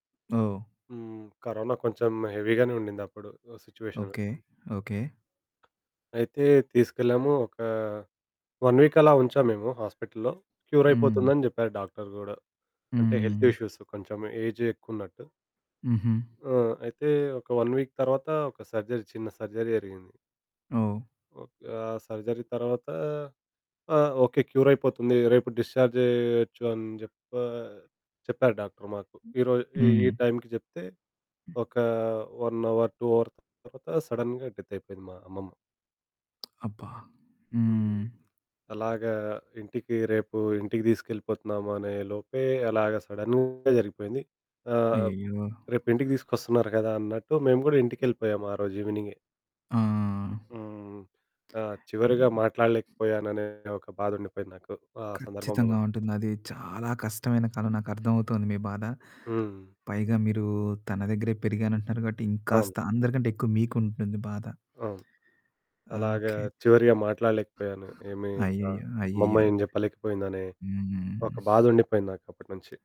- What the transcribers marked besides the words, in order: in English: "హెవీ"; static; tapping; in English: "వన్ వీక్"; in English: "క్యూర్"; in English: "హెల్త్ ఇష్యూస్"; in English: "ఏజ్"; in English: "వన్ వీక్"; in English: "సర్జరీ"; in English: "సర్జరీ"; in English: "సర్జరీ"; in English: "క్యూర్"; in English: "డిశ్చార్జ్"; other background noise; in English: "వన్ అవర్ టూ అవర్"; in English: "సడెన్‌గా డెత్"; distorted speech; in English: "సడెన్‌గా"
- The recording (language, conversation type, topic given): Telugu, podcast, పాత బాధలను విడిచిపెట్టేందుకు మీరు ఎలా ప్రయత్నిస్తారు?